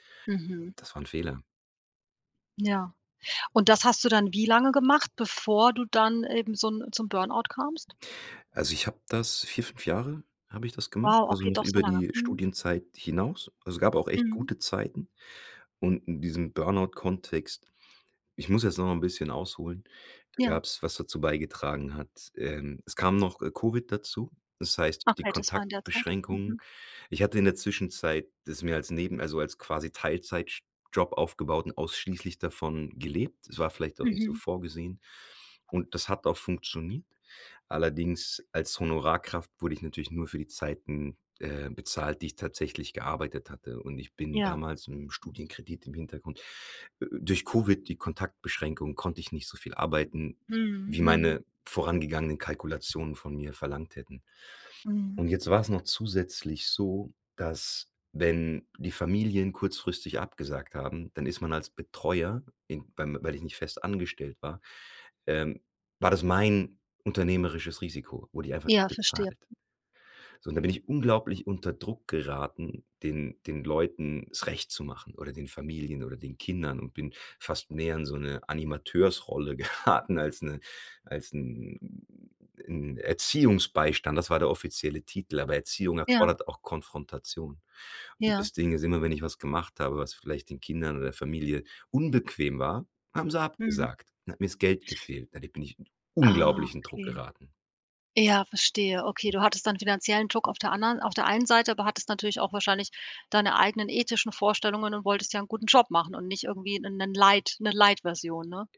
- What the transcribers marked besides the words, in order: other background noise; laughing while speaking: "geraten"
- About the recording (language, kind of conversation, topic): German, podcast, Wie merkst du, dass du kurz vor einem Burnout stehst?